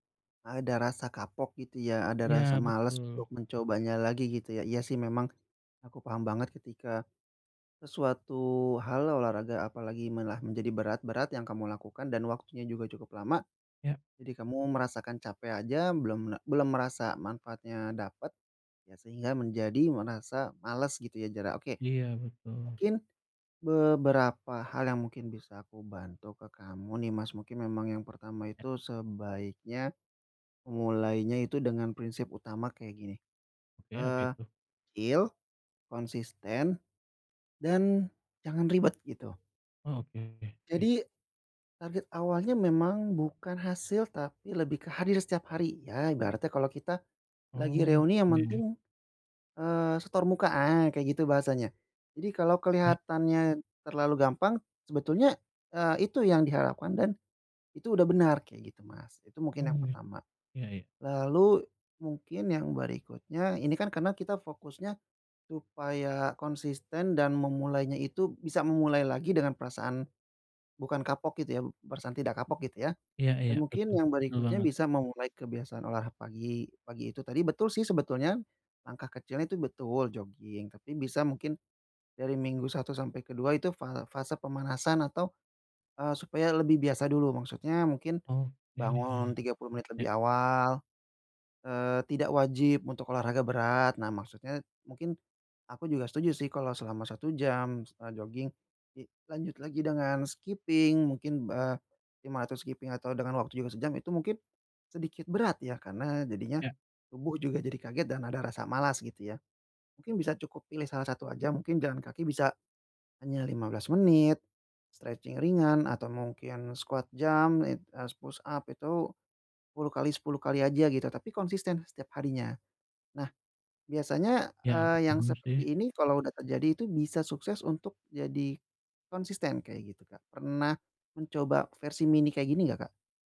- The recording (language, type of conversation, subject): Indonesian, advice, Bagaimana cara memulai kebiasaan baru dengan langkah kecil?
- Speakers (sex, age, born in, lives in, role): male, 30-34, Indonesia, Indonesia, advisor; male, 30-34, Indonesia, Indonesia, user
- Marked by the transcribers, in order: in English: "feel"; in English: "stretching"; in English: "squat jump"; in English: "push up"